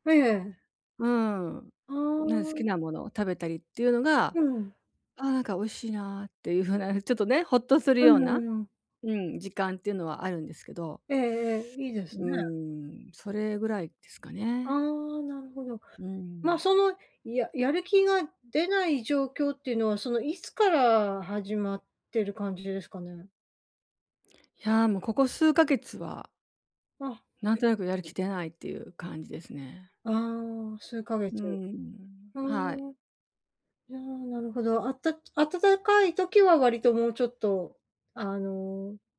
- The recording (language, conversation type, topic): Japanese, advice, やる気が出ないとき、どうすれば一歩を踏み出せますか？
- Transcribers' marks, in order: unintelligible speech